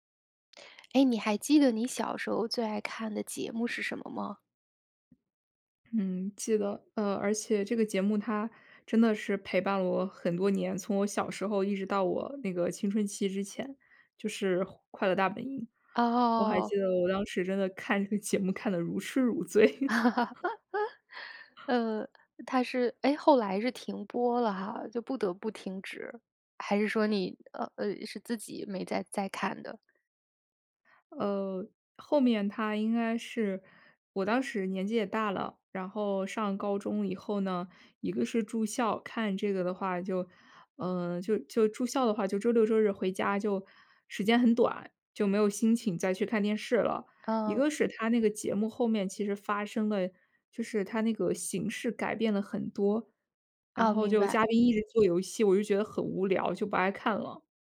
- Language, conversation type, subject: Chinese, podcast, 你小时候最爱看的节目是什么？
- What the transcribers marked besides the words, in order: other background noise; chuckle